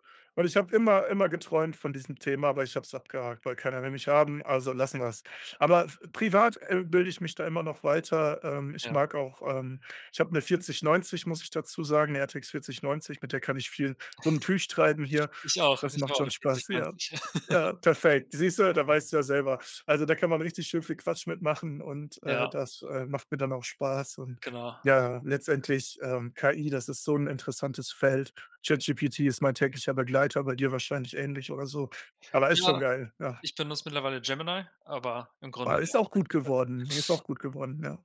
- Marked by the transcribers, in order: giggle; unintelligible speech
- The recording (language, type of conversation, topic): German, unstructured, Wie bist du zu deinem aktuellen Job gekommen?